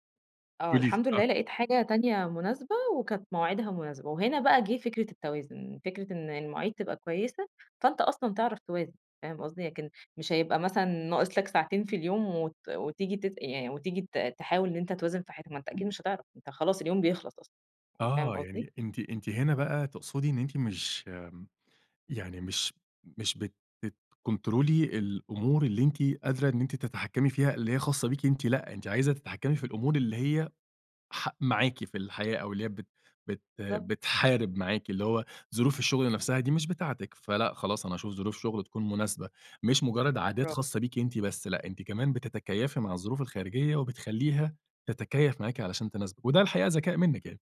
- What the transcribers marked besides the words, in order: other background noise; in English: "بتكنترولي"
- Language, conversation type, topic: Arabic, podcast, إيه العادات البسيطة اللي ممكن تحسّن توازن حياتك؟